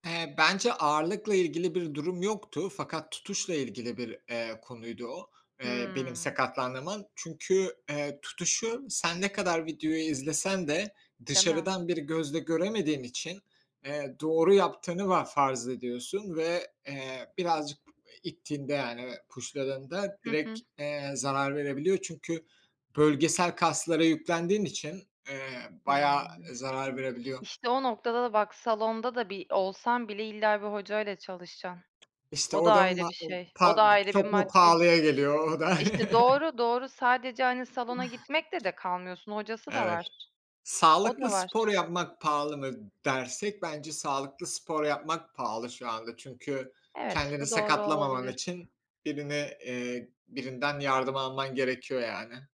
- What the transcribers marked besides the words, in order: other background noise; tapping; in English: "push'ladığında"; chuckle
- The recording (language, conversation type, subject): Turkish, unstructured, Spor salonları pahalı olduğu için spor yapmayanları haksız mı buluyorsunuz?